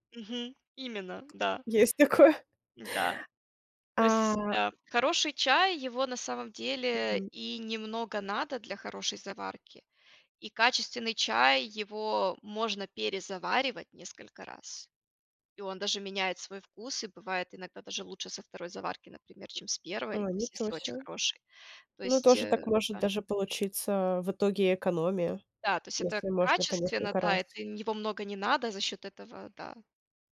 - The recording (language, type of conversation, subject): Russian, podcast, Как вы выбираете вещи при ограниченном бюджете?
- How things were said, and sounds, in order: tapping; laughing while speaking: "такое"; other noise